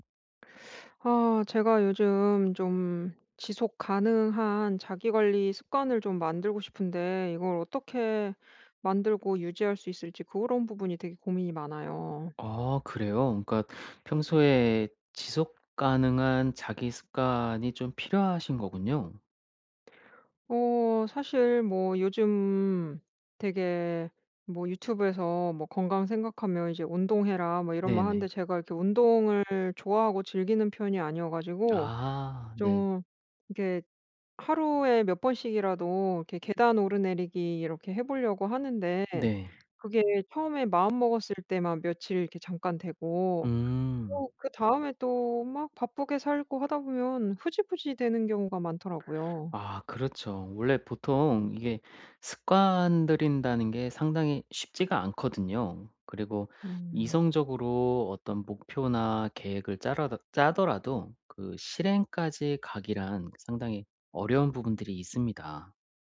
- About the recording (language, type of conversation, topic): Korean, advice, 지속 가능한 자기관리 습관을 만들고 동기를 꾸준히 유지하려면 어떻게 해야 하나요?
- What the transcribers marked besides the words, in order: other background noise